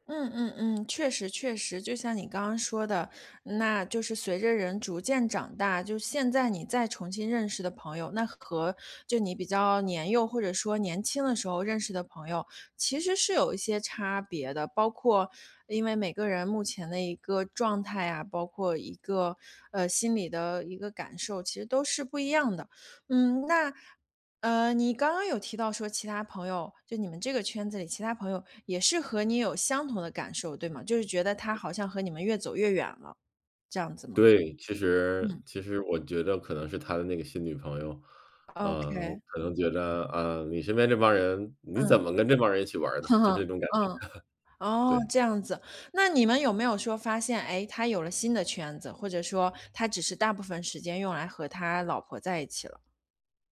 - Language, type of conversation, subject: Chinese, advice, 在和朋友的关系里总是我单方面付出，我该怎么办？
- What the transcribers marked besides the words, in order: other noise; other background noise; chuckle